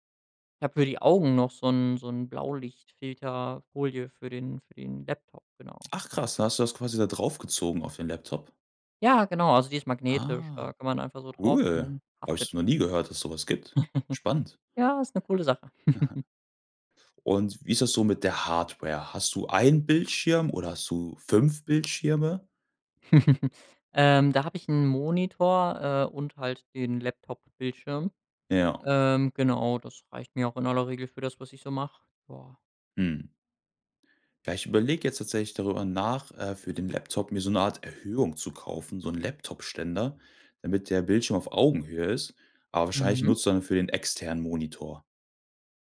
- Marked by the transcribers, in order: other background noise; surprised: "Ach krass"; surprised: "Ah"; chuckle; giggle; stressed: "einen"; chuckle
- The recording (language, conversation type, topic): German, podcast, Was hilft dir, zu Hause wirklich produktiv zu bleiben?